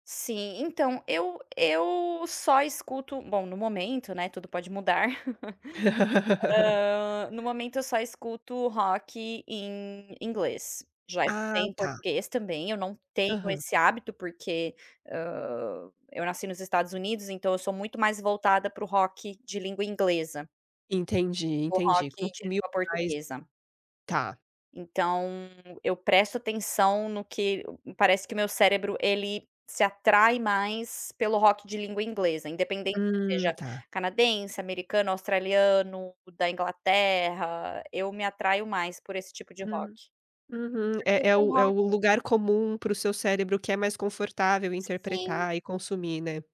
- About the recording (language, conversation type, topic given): Portuguese, podcast, Como você escolhe novas músicas para ouvir?
- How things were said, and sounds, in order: giggle; laugh